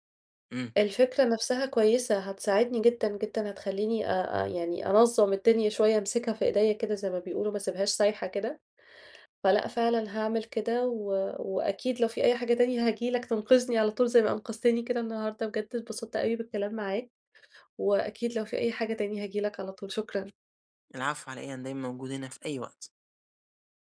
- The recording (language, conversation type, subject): Arabic, advice, إزاي مشاعري بتأثر على قراراتي المالية؟
- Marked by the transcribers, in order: none